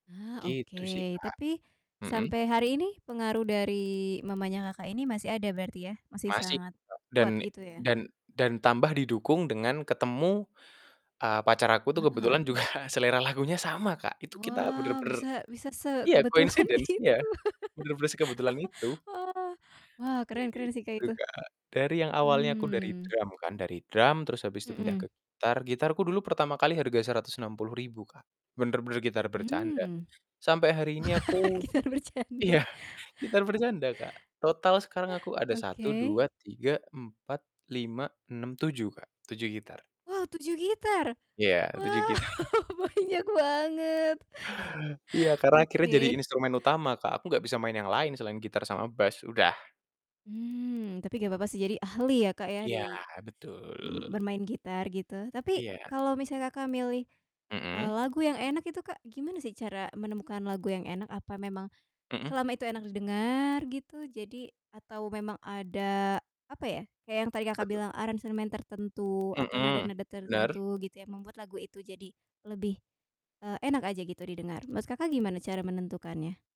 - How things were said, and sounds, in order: distorted speech; chuckle; laughing while speaking: "sekebetulan itu"; in English: "coincidence"; laugh; laugh; laughing while speaking: "Gitar bercanda"; chuckle; surprised: "Wow, tujuh gitar!"; laughing while speaking: "Wow"; chuckle
- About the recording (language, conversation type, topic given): Indonesian, podcast, Gimana keluarga memengaruhi selera musikmu?